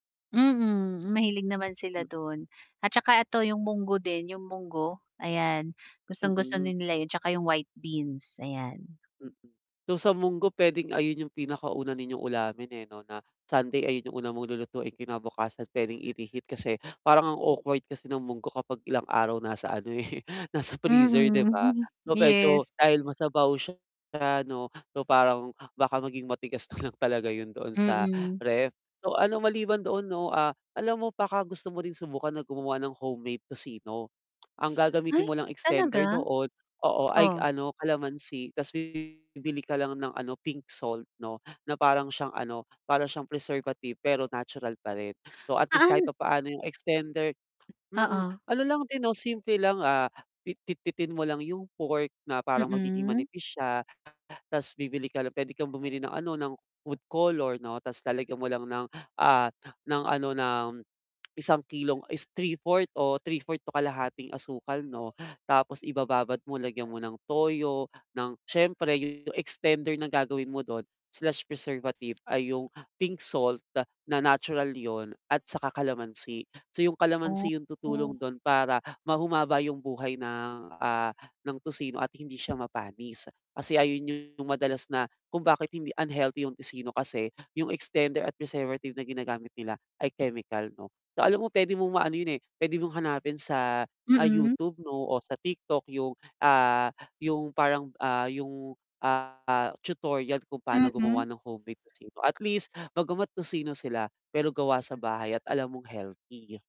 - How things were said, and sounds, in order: tapping; other background noise; chuckle; laughing while speaking: "eh"; distorted speech; static; mechanical hum
- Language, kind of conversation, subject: Filipino, advice, Paano ko mapaplano nang simple ang mga pagkain ko sa buong linggo?